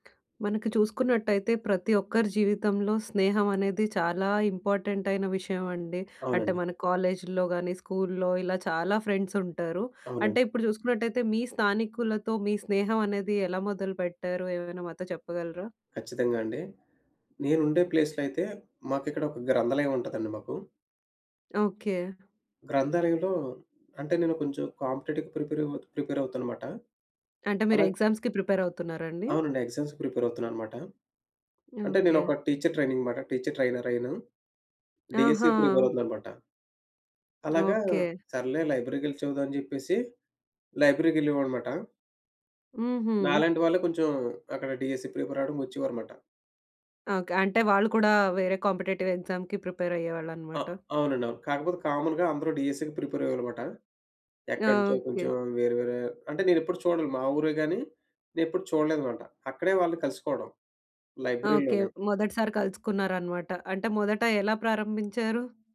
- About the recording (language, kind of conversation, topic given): Telugu, podcast, మీరు స్థానికులతో స్నేహం ఎలా మొదలుపెట్టారు?
- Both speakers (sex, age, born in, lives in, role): female, 30-34, India, India, host; male, 30-34, India, India, guest
- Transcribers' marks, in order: other background noise; in English: "ఇంపార్టెంట్"; in English: "ఫ్రెండ్స్"; in English: "ప్లేస్‌లో"; in English: "కాంపిటేటివ్‌కి ప్రిపేర్"; in English: "ప్రిపేర్"; in English: "ఎగ్జామ్స్‌కి ప్రిపేర్"; in English: "ఎగ్జామ్స్‌కి ప్రిపేర్"; in English: "టీచర్ ట్రైనింగ్"; in English: "టీచర్ ట్రైనర్"; in English: "డీఎస్సీ ప్రిపేర్"; in English: "లైబ్రరీకెళ్లి"; in English: "లైబ్రరీకెళ్ళేవాడనమాట"; in English: "డీఎస్సీ ప్రిపేర్"; in English: "కాంపిటేటివ్ ఎక్సామ్‌కి ప్రిపేర్"; in English: "కామన్‌గా"; in English: "డీఎస్సీ‌కి ప్రిపేర్"; in English: "లైబ్రరీలోనే"